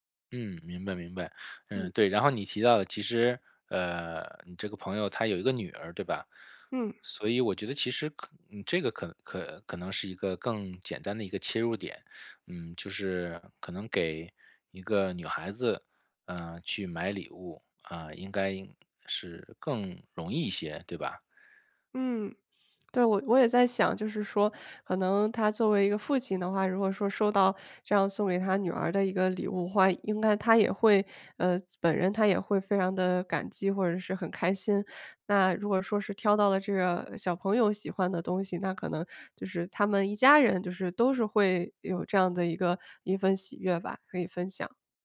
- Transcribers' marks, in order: none
- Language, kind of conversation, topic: Chinese, advice, 我该如何为别人挑选合适的礼物？